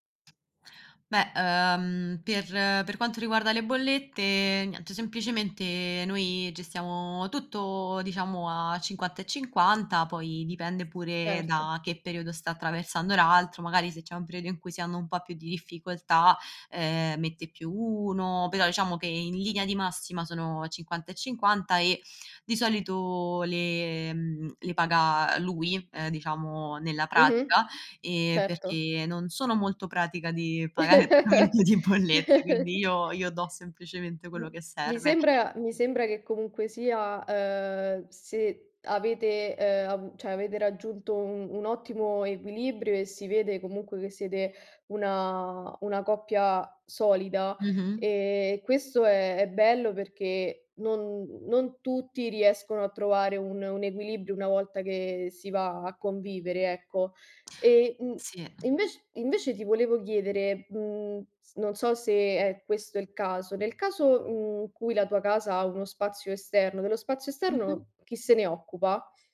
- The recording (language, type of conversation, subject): Italian, podcast, Com’è organizzata la divisione dei compiti in casa con la famiglia o con i coinquilini?
- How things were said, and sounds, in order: other background noise; laugh; unintelligible speech; "cioè" said as "ceh"